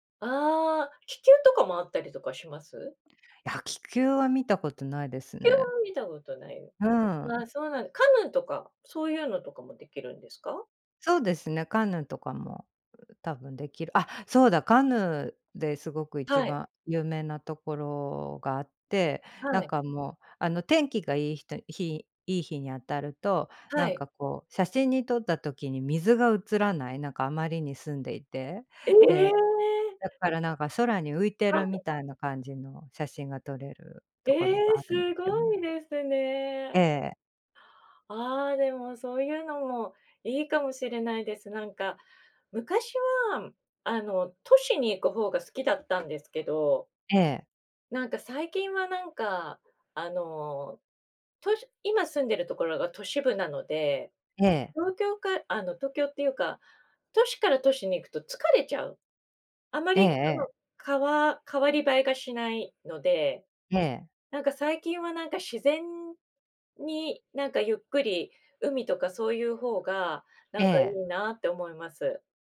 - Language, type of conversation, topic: Japanese, unstructured, 旅行で訪れてみたい国や場所はありますか？
- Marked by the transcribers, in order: other background noise